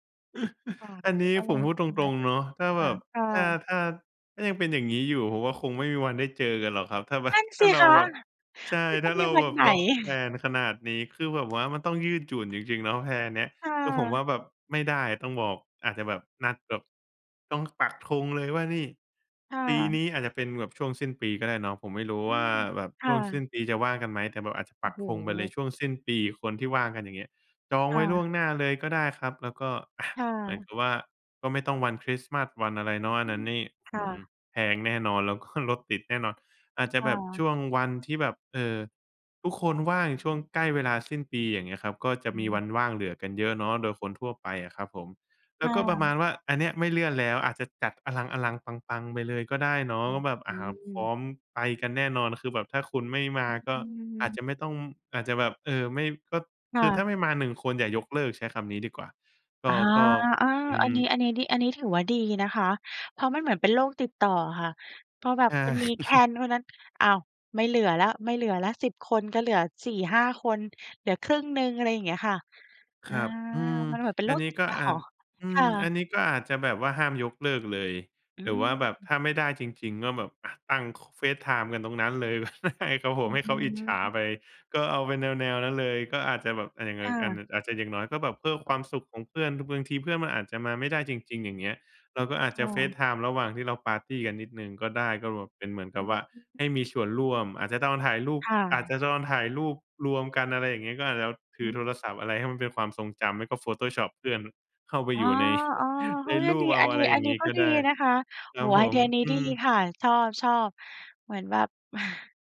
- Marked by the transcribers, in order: chuckle; surprised: "นั่นสิคะ"; other background noise; in English: "แพลน"; tapping; in English: "แพลน"; chuckle; in English: "แพลน"; laughing while speaking: "ก็ได้"; chuckle
- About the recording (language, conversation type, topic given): Thai, advice, เพื่อนของฉันชอบยกเลิกนัดบ่อยจนฉันเริ่มเบื่อหน่าย ควรทำอย่างไรดี?